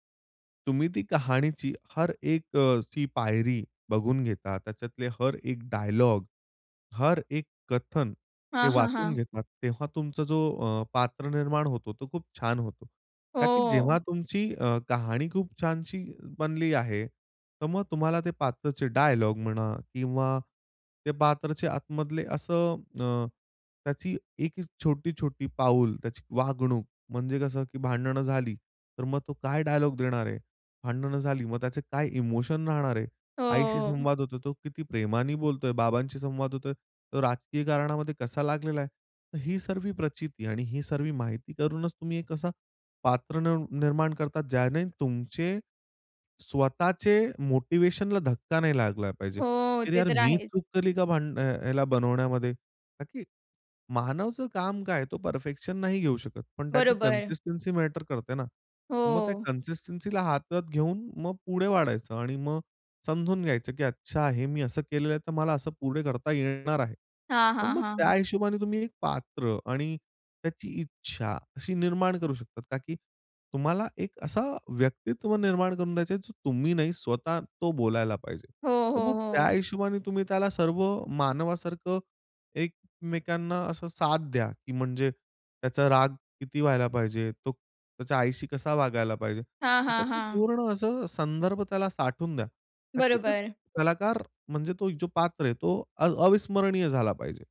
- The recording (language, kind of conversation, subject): Marathi, podcast, पात्र तयार करताना सर्वात आधी तुमच्या मनात कोणता विचार येतो?
- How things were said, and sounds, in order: in English: "इमोशन"; in English: "कन्सिस्टन्सी"; in English: "कन्सिस्टन्सीला"